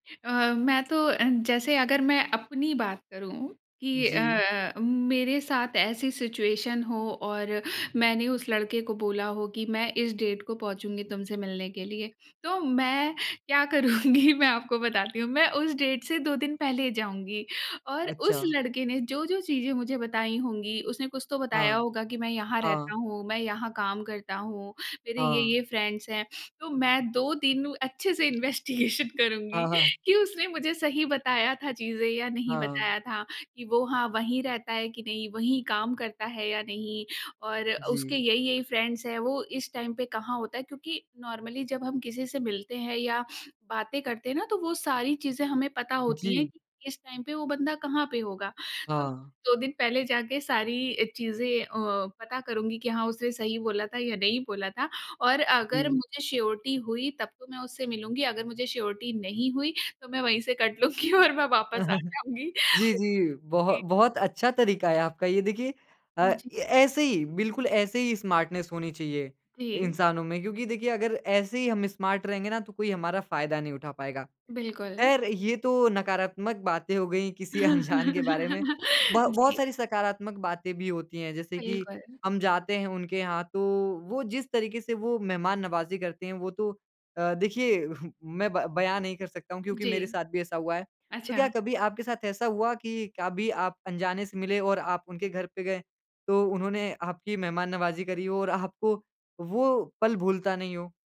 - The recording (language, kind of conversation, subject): Hindi, podcast, क्या कभी किसी अनजान मुलाकात ने आपकी ज़िंदगी की दिशा बदल दी है?
- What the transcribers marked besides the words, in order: in English: "सिचुएशन"; in English: "डेट"; laughing while speaking: "करूँगी, मैं आपको बताती हूँ"; in English: "डेट"; in English: "फ्रेंड्स"; laughing while speaking: "इन्वेस्टिगेशन करुँगी"; in English: "इन्वेस्टिगेशन"; in English: "फ्रेंड्स"; in English: "टाइम"; in English: "नॉर्मली"; in English: "टाइम"; in English: "श्योरिटी"; in English: "श्योरिटी"; laughing while speaking: "लूँगी और मैं वापस आ जाऊँगी"; chuckle; in English: "स्मार्टनेस"; in English: "स्मार्ट"; laughing while speaking: "अनजान"; giggle; chuckle